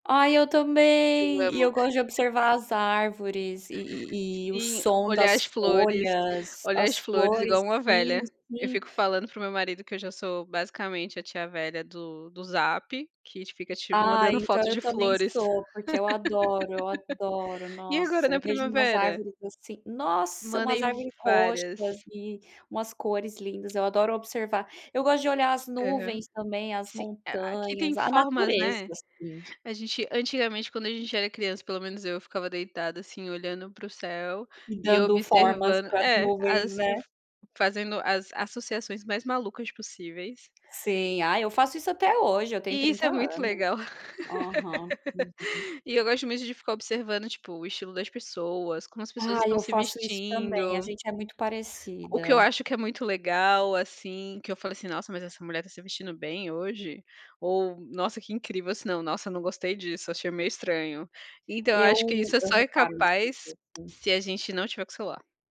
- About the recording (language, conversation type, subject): Portuguese, unstructured, Você acha que os celulares facilitam ou atrapalham a vida?
- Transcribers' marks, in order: laugh; other background noise; laugh; tapping; laugh